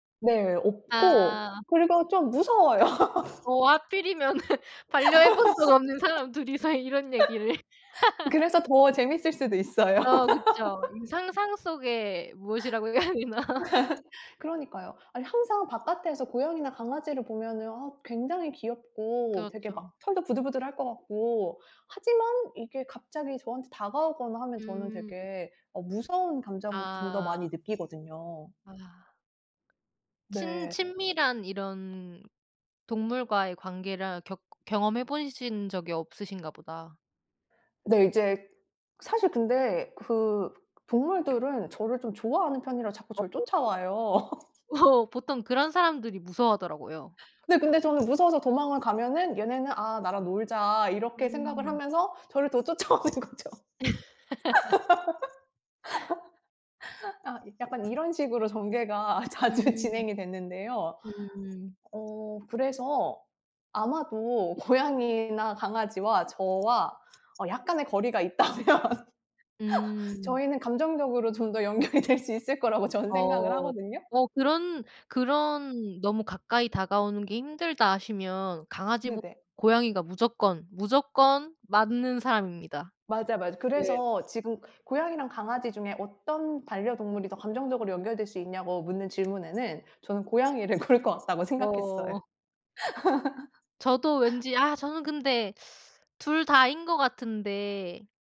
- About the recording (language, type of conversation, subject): Korean, unstructured, 고양이와 강아지 중 어떤 반려동물이 더 사랑스럽다고 생각하시나요?
- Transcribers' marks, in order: other background noise; laugh; tapping; laughing while speaking: "하필이면은 반려해 본 적 없는 사람 둘이서 이런 얘기를"; laughing while speaking: "무서워요"; laugh; laugh; laughing while speaking: "해야 되나"; laugh; unintelligible speech; laugh; laugh; laughing while speaking: "쫓아오는 거죠"; laugh; laughing while speaking: "자주"; laughing while speaking: "고양이나"; laughing while speaking: "있다면"; laughing while speaking: "연결이"; laughing while speaking: "고를 것"; laugh; teeth sucking